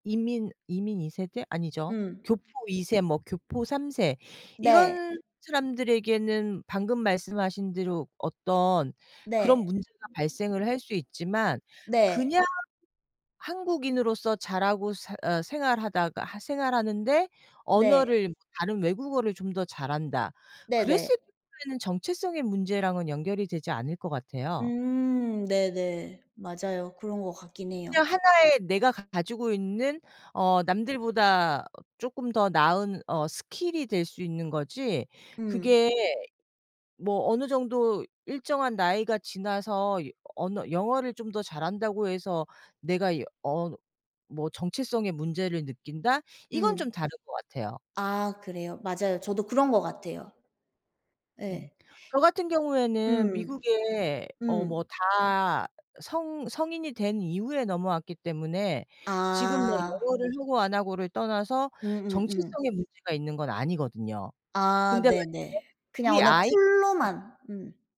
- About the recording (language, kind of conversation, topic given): Korean, unstructured, 모든 언어를 유창하게 말하는 것과 모든 악기를 능숙하게 연주하는 것 중 어떤 능력을 갖고 싶으신가요?
- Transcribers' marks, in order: other background noise; alarm; tapping; unintelligible speech